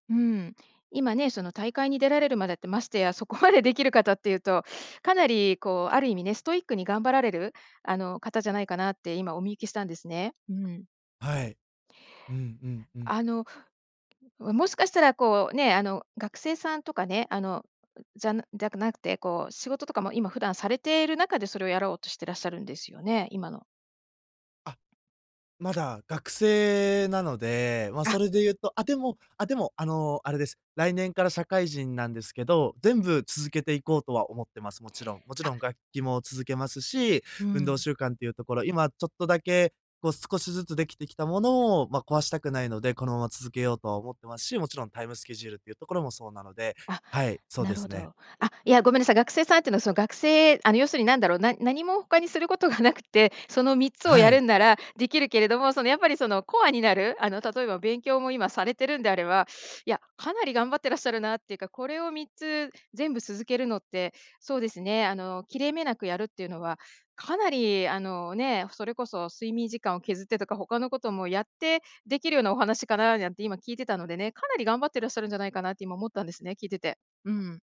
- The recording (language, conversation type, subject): Japanese, advice, 理想の自分と今の習慣にズレがあって続けられないとき、どうすればいいですか？
- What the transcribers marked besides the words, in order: laughing while speaking: "そこまで"; laughing while speaking: "なくて"